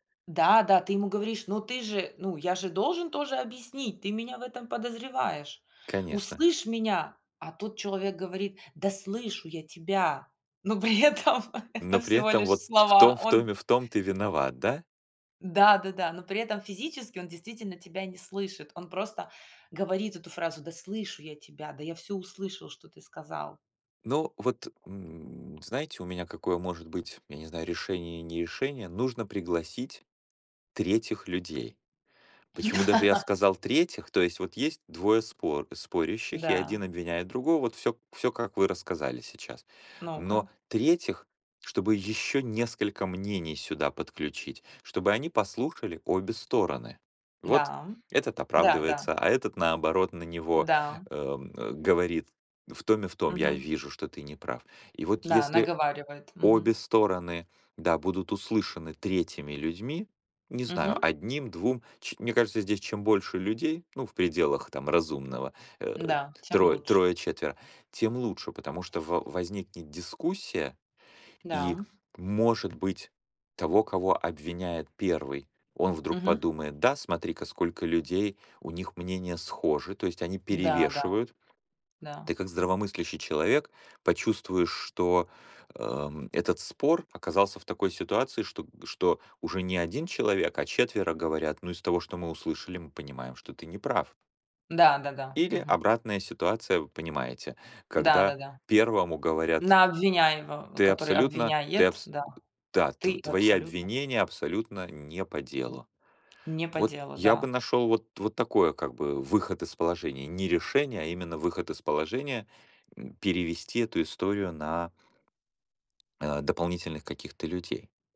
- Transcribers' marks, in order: laughing while speaking: "при этом -"; laugh; other background noise; laugh; tapping
- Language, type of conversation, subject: Russian, unstructured, Когда стоит идти на компромисс в споре?